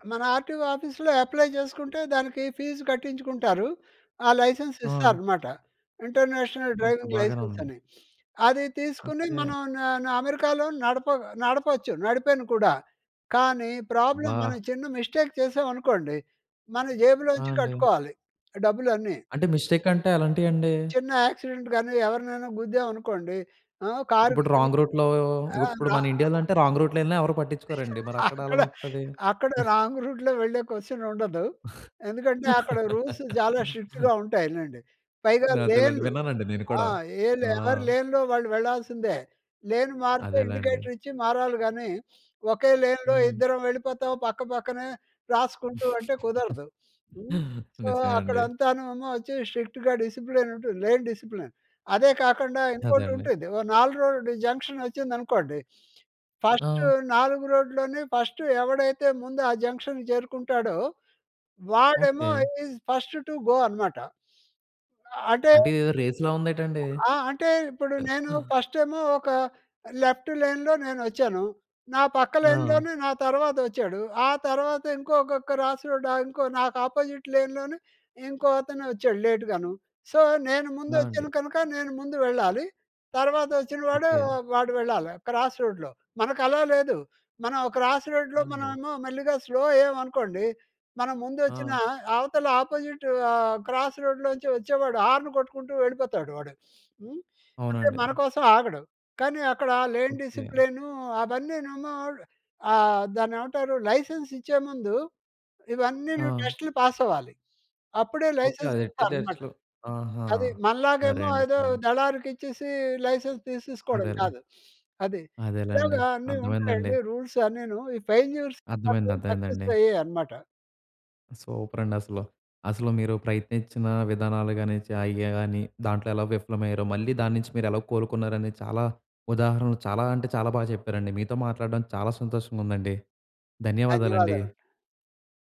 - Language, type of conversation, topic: Telugu, podcast, విఫలమైన ప్రయత్నం మిమ్మల్ని ఎలా మరింత బలంగా మార్చింది?
- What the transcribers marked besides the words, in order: in English: "అప్లై"; in English: "ఫీజు"; in English: "లైసెన్స్"; in English: "ఇంటర్నేషనల్ డ్రైవింగ్ లైసెన్స్"; tapping; in English: "ప్రాబ్లమ్"; in English: "మిస్టేక్"; in English: "మిస్టేక్"; in English: "యాక్సిడెంట్"; in English: "రాంగ్ రూట్‌లో"; in English: "యాక్సిడెంట్"; unintelligible speech; in English: "రాంగ్ రూట్‌లో"; other noise; giggle; in English: "రాంగ్ రూట్‌లో"; in English: "కొశ్చన్"; laugh; in English: "రూల్స్"; in English: "స్ట్రిక్ట్‌గా"; in English: "లేన్‌లో"; in English: "లేను"; in English: "ఇండికేటర్"; in English: "లేన్‌లో"; chuckle; in English: "సో"; in English: "స్ట్రిక్ట్‌గా డిసిప్లిన్"; in English: "లేన్ డిసిప్లిన్"; in English: "ఫస్ట్"; in English: "ఫస్ట్"; in English: "జంక్షన్‌కి"; in English: "ఈస్ ఫస్ట్ టు గో"; in English: "రేస్‌లా"; giggle; other background noise; in English: "లెఫ్టు లేన్‍లో"; in English: "లైన్‌లోనే"; in English: "క్రాస్"; in English: "లేన్‍లోనే"; in English: "లేట్‌గాను. సో"; in English: "క్రాస్ రోడ్‍లో"; in English: "క్రాస్ రోడ్‌లో"; in English: "స్లో"; in English: "అపోజిట్"; in English: "క్రాస్"; in English: "హార్న్"; in English: "లేన్ డిసిప్లిన్"; in English: "లైసెన్స్"; in English: "టెస్ట్‌లు పాస్"; in English: "లైసెన్స్"; in English: "లైసెన్స్"; in English: "రూల్స్"; in English: "ఫెల్యూర్స్"; in English: "సక్సెస్"; in English: "సూపర్"